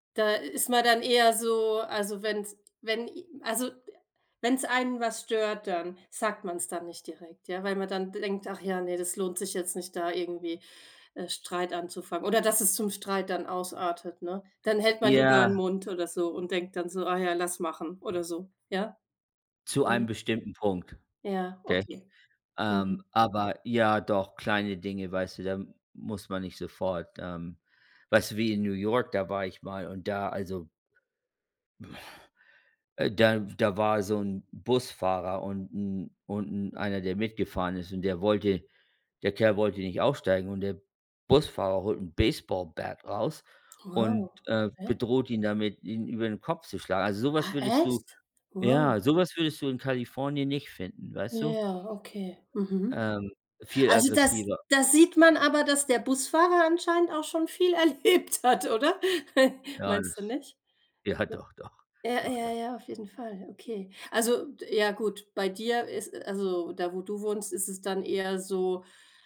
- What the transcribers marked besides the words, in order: tapping; other noise; other background noise; unintelligible speech; in English: "baseball bat"; surprised: "Wow. Okay"; surprised: "Ah, echt? Wow"; laughing while speaking: "erlebt hat"; chuckle
- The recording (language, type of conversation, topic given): German, unstructured, Wie gehst du mit Meinungsverschiedenheiten um?
- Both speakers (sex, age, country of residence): female, 40-44, France; male, 55-59, United States